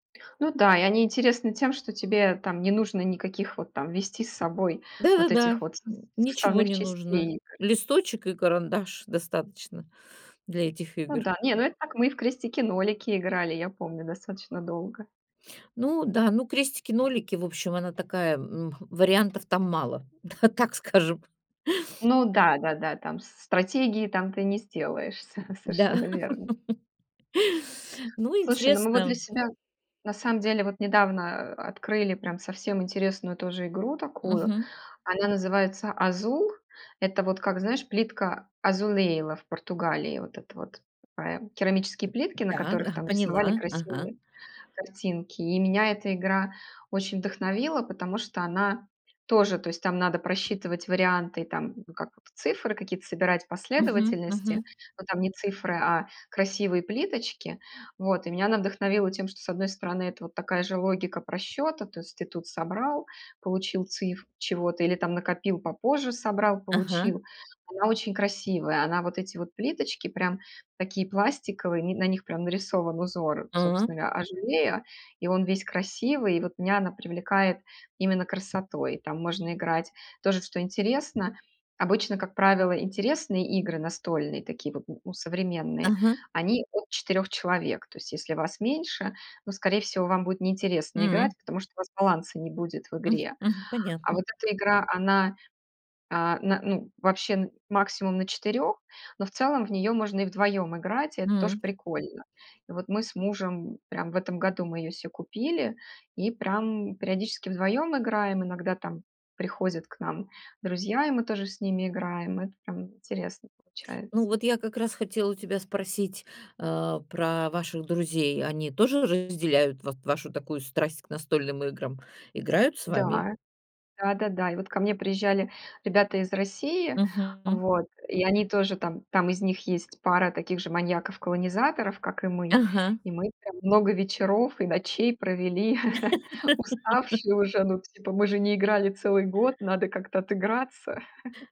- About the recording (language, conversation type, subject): Russian, podcast, Почему тебя притягивают настольные игры?
- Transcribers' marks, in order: tapping; siren; laugh; in Portuguese: "Azulejo"; in Portuguese: "Azulejo"; laugh; chuckle; chuckle